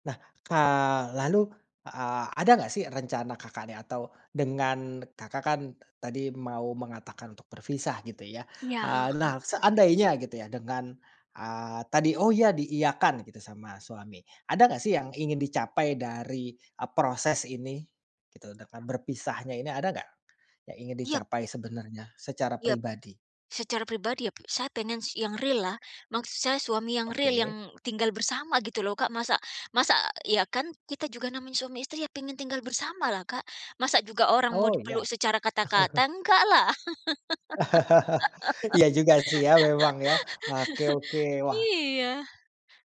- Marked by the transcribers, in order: tapping; other background noise; chuckle; laugh; laugh
- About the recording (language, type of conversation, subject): Indonesian, advice, Bagaimana cara menyampaikan dengan jujur bahwa hubungan ini sudah berakhir atau bahwa saya ingin berpisah?
- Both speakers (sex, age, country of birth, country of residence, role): female, 45-49, Indonesia, United States, user; male, 30-34, Indonesia, Indonesia, advisor